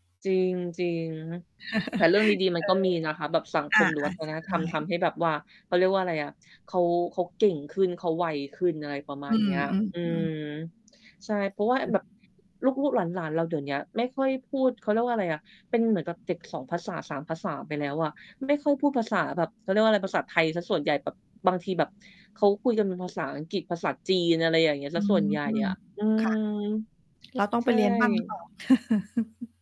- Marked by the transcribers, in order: static; chuckle; distorted speech; tapping; other background noise; chuckle
- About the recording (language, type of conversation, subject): Thai, unstructured, คุณคิดว่าสิ่งที่สำคัญที่สุดในครอบครัวคืออะไร?